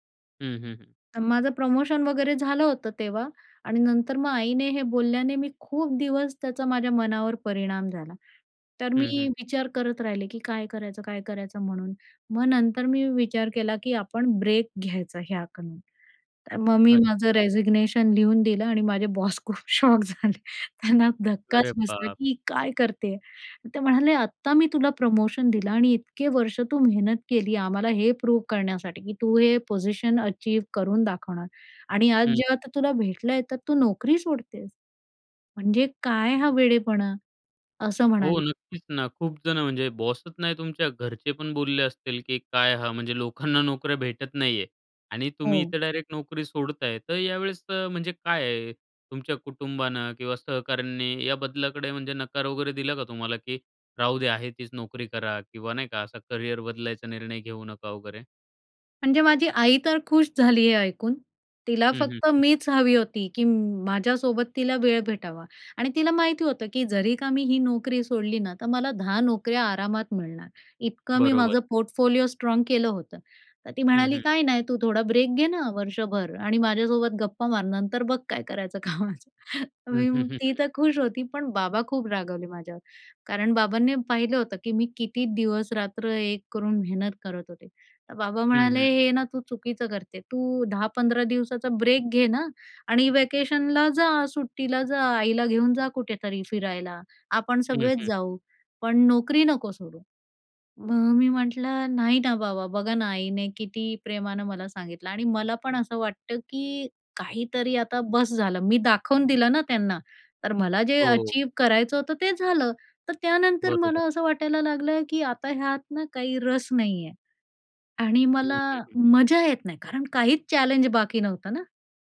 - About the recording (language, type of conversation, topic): Marathi, podcast, करिअर बदलताना तुला सगळ्यात मोठी भीती कोणती वाटते?
- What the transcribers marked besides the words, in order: in English: "रेजिग्नेशन"; laughing while speaking: "बॉस खूप शॉक झाले, त्यांना धक्काच बसला"; in English: "प्रूव्ह"; in English: "पोझिशन अचीव्ह"; in English: "पोर्टफोलिओ स्ट्राँग"; laughing while speaking: "कामाचं. मी मग ती तर खुश होती"; in English: "व्हॅकेशनला"; in English: "अचीव्ह"